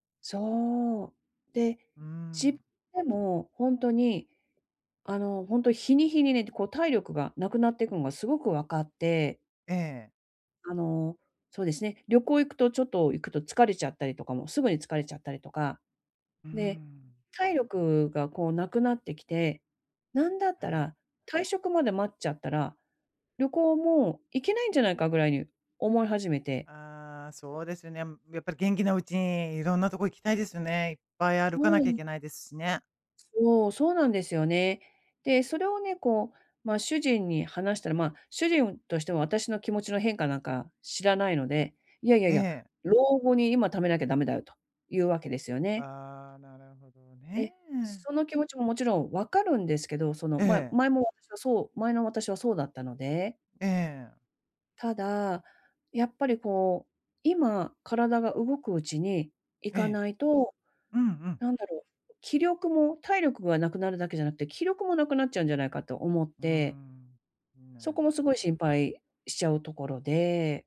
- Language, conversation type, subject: Japanese, advice, 長期計画がある中で、急な変化にどう調整すればよいですか？
- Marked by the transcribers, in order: none